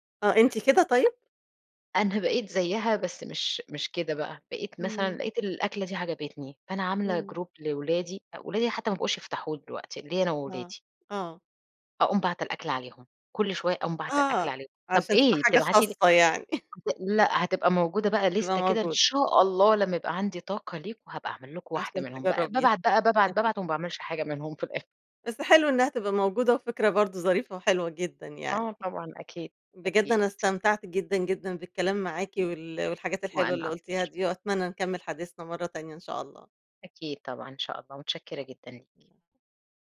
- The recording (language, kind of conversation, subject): Arabic, podcast, إيه رأيك في تأثير السوشيال ميديا على عادات الأكل؟
- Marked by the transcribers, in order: tapping; in English: "جروب"; laugh; in English: "ليستة"; laughing while speaking: "وما باعملش حاجة منهم في الأخر"; laugh; chuckle